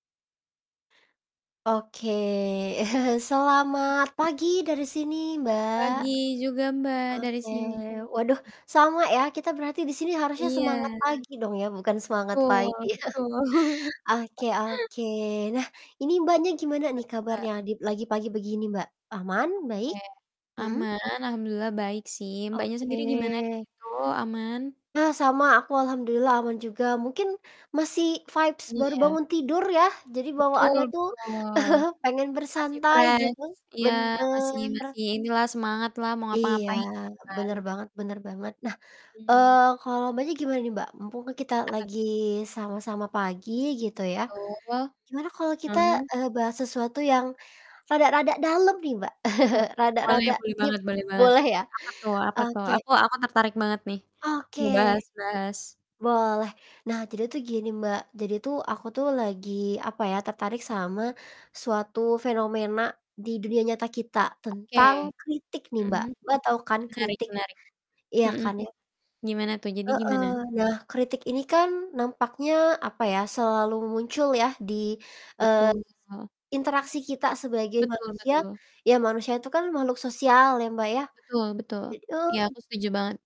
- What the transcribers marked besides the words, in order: chuckle; throat clearing; distorted speech; drawn out: "sini"; chuckle; other background noise; in English: "vibes"; in English: "fresh"; chuckle; chuckle; in English: "deep"
- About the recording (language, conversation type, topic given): Indonesian, unstructured, Bagaimana kamu menghadapi kritik yang terasa menyakitkan?